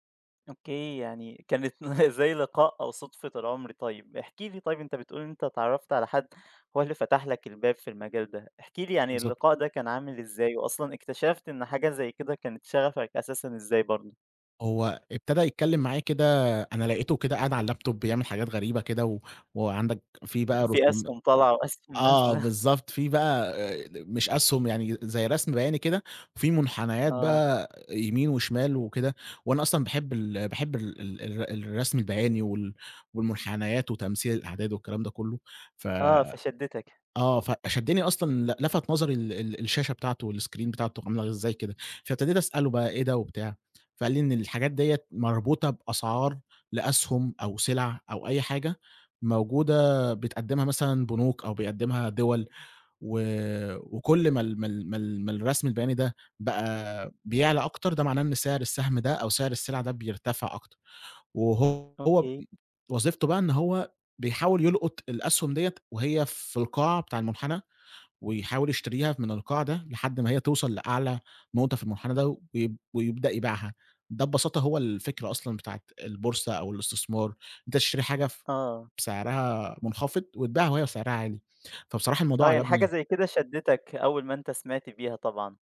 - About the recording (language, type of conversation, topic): Arabic, podcast, إزاي بدأت مشروع الشغف بتاعك؟
- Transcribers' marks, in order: chuckle; tapping; in English: "اللاب توب"; other noise; laughing while speaking: "وأسْهُم نازلة"; in English: "والسكرين"